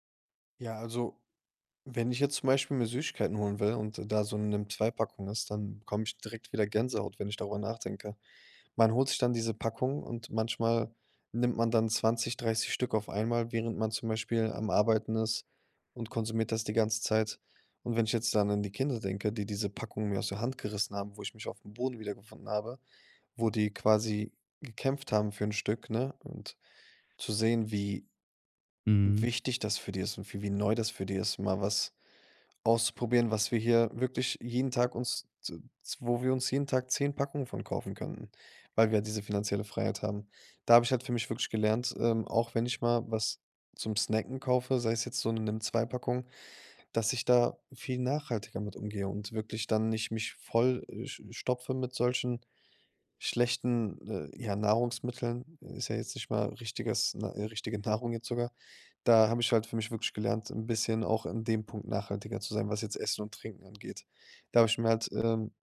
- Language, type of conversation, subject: German, podcast, Was hat dir deine erste große Reise beigebracht?
- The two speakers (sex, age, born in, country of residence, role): male, 25-29, Germany, Germany, guest; male, 25-29, Germany, Germany, host
- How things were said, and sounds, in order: none